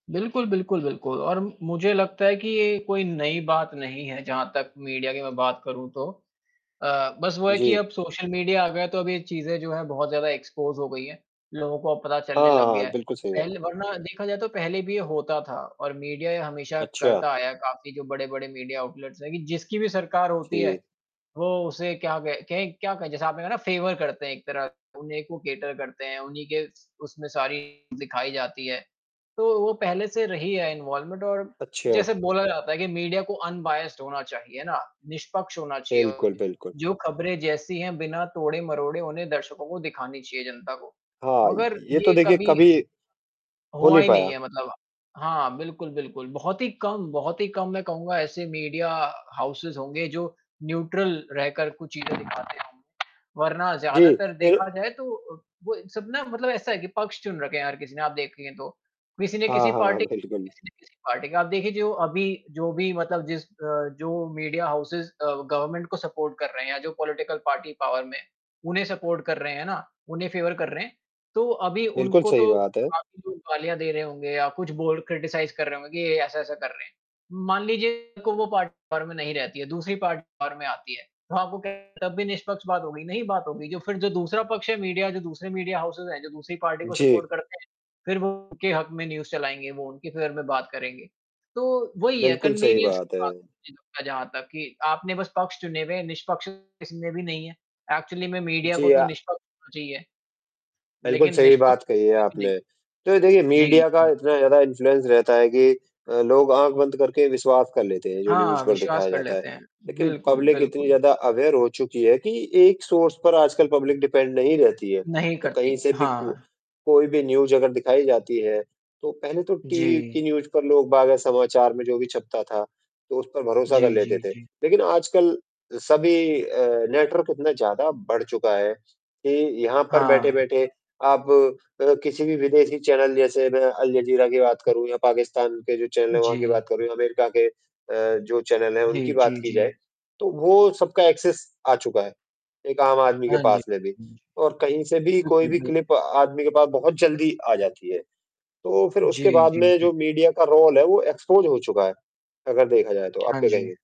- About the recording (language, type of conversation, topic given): Hindi, unstructured, क्या आपको लगता है कि समाचार माध्यमों में सेंसरशिप बढ़ती जा रही है?
- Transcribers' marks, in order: static; in English: "एक्सपोस"; distorted speech; other background noise; in English: "मीडिया आउटलेट्स"; in English: "फ़ेवर"; in English: "कैटर"; in English: "इनवॉल्वमेंट"; tapping; in English: "अनबैस्ड"; in English: "हाउसेज़"; in English: "न्यूट्रल"; in English: "पार्टी"; in English: "पार्टी"; laughing while speaking: "बिल्कुल"; in English: "मीडिया हाउसेज़"; in English: "गवर्मेंट"; in English: "सपोर्ट"; in English: "पॉलिटिकल पार्टी पावर"; in English: "सपोर्ट"; in English: "फ़ेवर"; in English: "क्रिटीसाइज़"; in English: "पार्टी पावर"; in English: "पार्टी पॉवर"; in English: "हाउसेज़"; in English: "पार्टी"; in English: "सपोर्ट"; in English: "न्यूज़"; in English: "फ़ेवर"; in English: "कंविनियंस"; in English: "एक्चुअली"; in English: "इन्फ्लुएंस"; in English: "न्यूज़"; in English: "पब्लिक"; in English: "अवेयर"; in English: "सोर्स"; in English: "पब्लिक डिपेंड"; in English: "न्यूज़"; in English: "न्यूज़"; in English: "एक्सेस"; in English: "क्लिप"; in English: "रोल"; in English: "एक्सपोस"